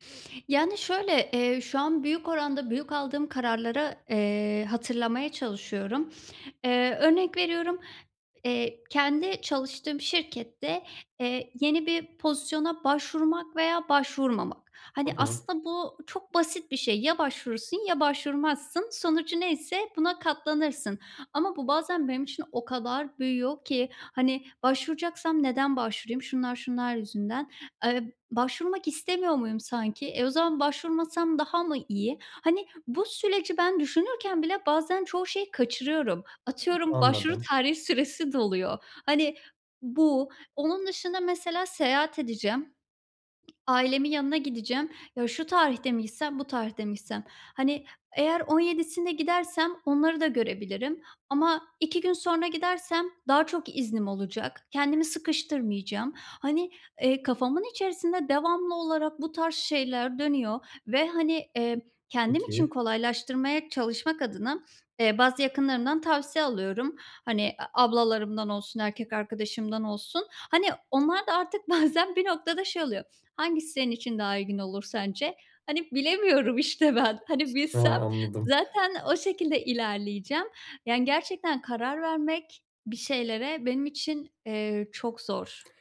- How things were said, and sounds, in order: other background noise; tapping; laughing while speaking: "bazen"
- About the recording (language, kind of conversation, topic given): Turkish, advice, Seçenek çok olduğunda daha kolay nasıl karar verebilirim?